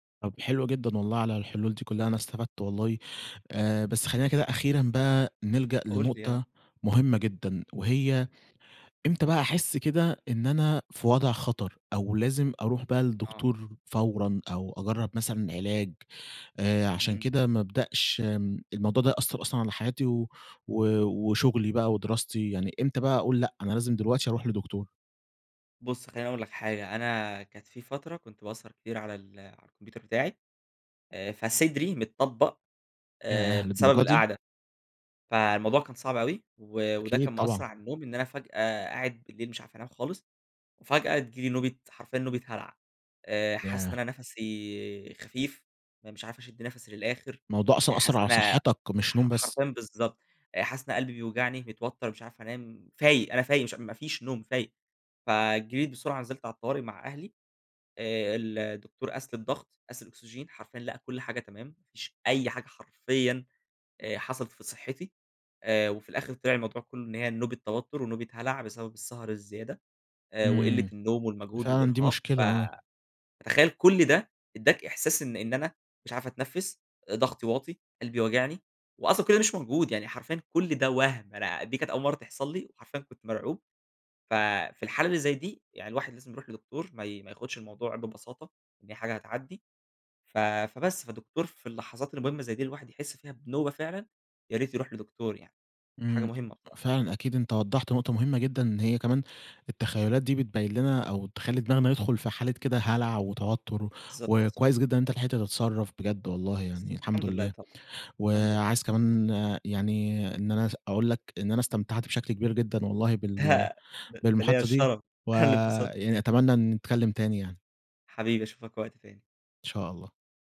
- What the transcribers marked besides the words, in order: other background noise; tapping; laughing while speaking: "ده"; laughing while speaking: "أنا اللى اتبسطت"
- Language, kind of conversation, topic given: Arabic, podcast, إيه أهم نصايحك للي عايز ينام أسرع؟